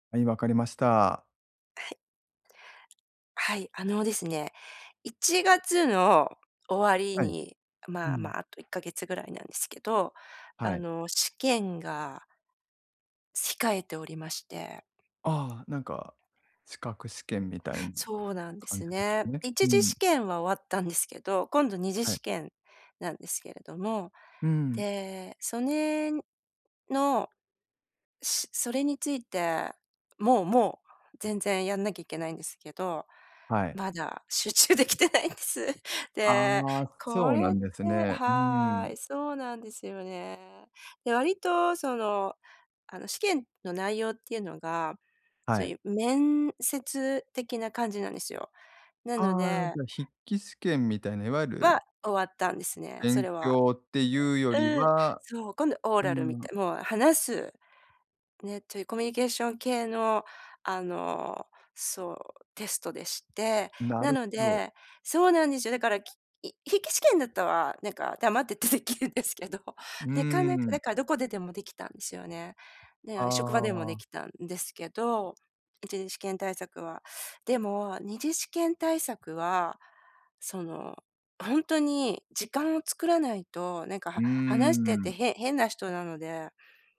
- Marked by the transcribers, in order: laughing while speaking: "集中できてないんです"; in English: "オーラル"; laughing while speaking: "黙っててできるんですけど"
- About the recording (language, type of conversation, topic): Japanese, advice, 集中して作業する時間をどうやって確保できますか？